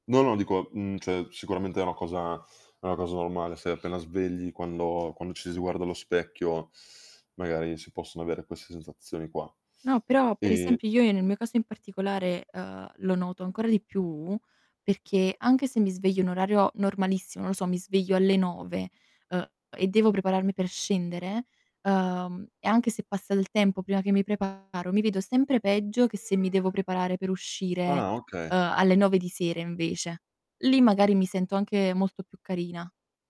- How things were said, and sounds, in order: "cioè" said as "ceh"; other background noise; tapping; static; distorted speech; baby crying
- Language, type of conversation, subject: Italian, podcast, Qual è la tua routine mattutina, passo dopo passo?